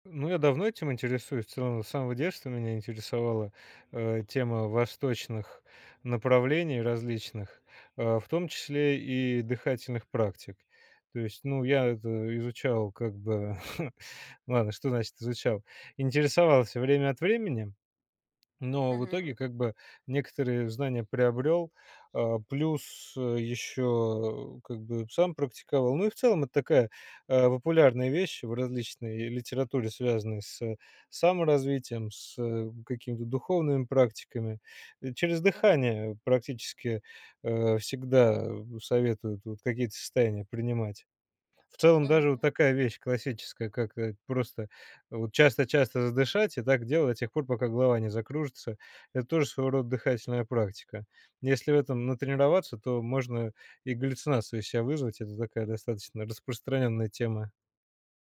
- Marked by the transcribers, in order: chuckle; tapping
- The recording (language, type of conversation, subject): Russian, podcast, Какие дыхательные техники вы пробовали и что у вас лучше всего работает?